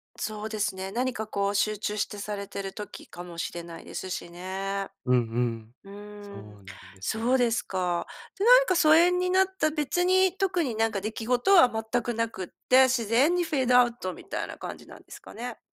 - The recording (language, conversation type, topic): Japanese, advice, 長年付き合いのある友人と、いつの間にか疎遠になってしまったのはなぜでしょうか？
- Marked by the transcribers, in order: none